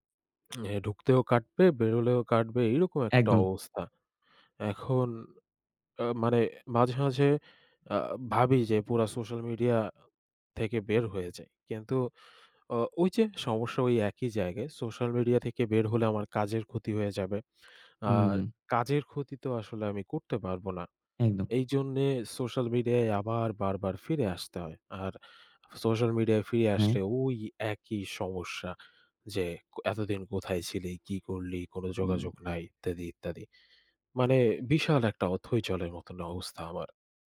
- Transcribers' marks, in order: lip smack; other background noise
- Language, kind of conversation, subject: Bengali, advice, সোশ্যাল মিডিয়ায় ‘পারফেক্ট’ ইমেজ বজায় রাখার চাপ